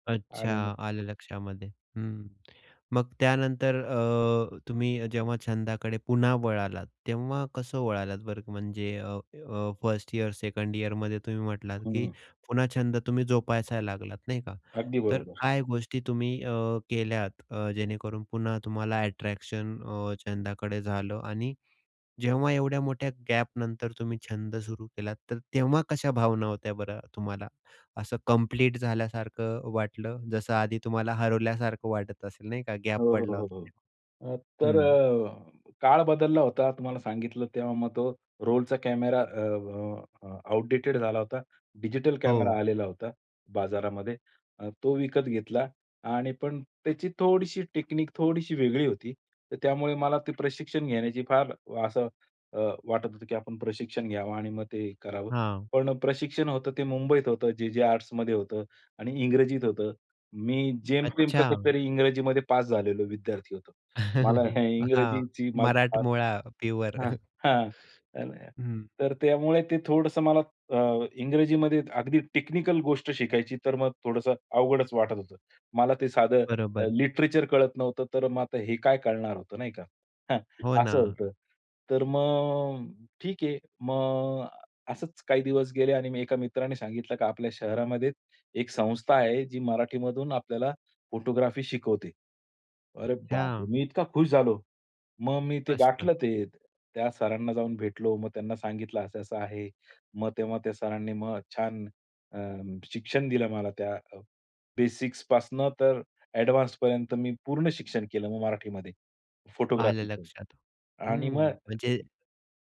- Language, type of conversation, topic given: Marathi, podcast, तू पूर्वी आवडलेला छंद पुन्हा कसा सुरू करशील?
- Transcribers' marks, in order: in English: "आउटडेटेड"; in English: "टेक्निक"; other background noise; laugh; chuckle; in English: "लिटरेचर"; laughing while speaking: "हां"; "मला" said as "मी"